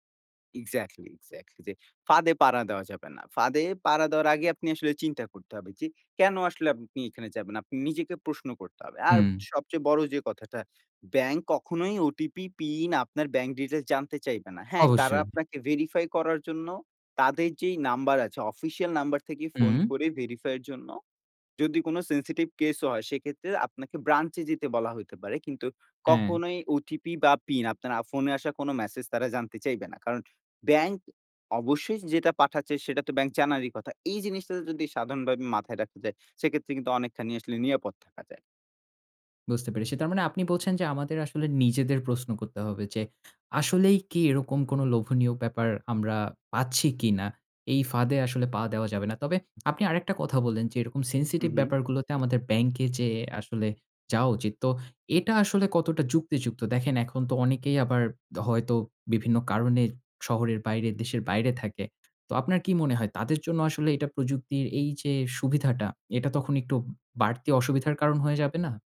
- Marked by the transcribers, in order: tapping; other background noise
- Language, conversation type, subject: Bengali, podcast, আপনি অনলাইনে লেনদেন কীভাবে নিরাপদ রাখেন?